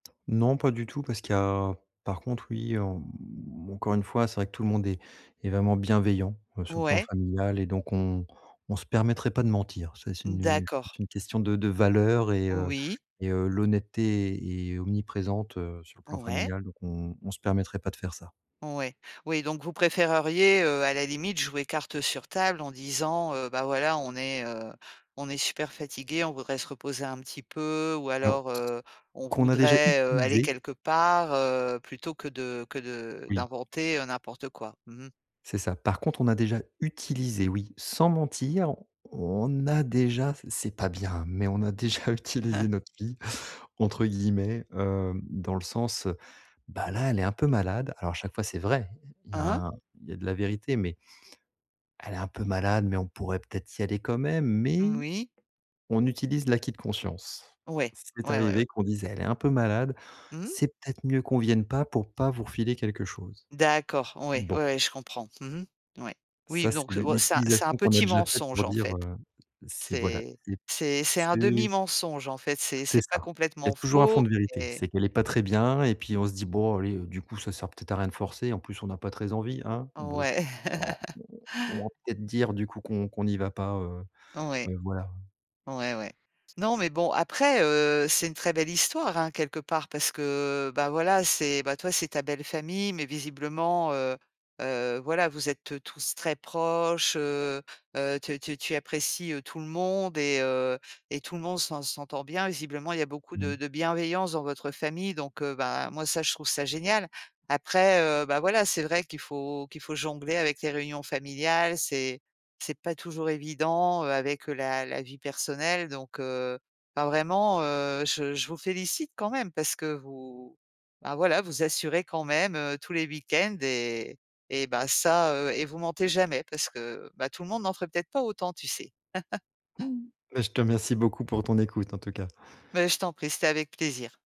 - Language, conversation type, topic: French, advice, Comment puis-je gérer la culpabilité lorsque je refuse d’assister à des rassemblements familiaux ou d’en organiser ?
- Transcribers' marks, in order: stressed: "bienveillant"; other background noise; stressed: "utilisé"; chuckle; tapping; chuckle; laugh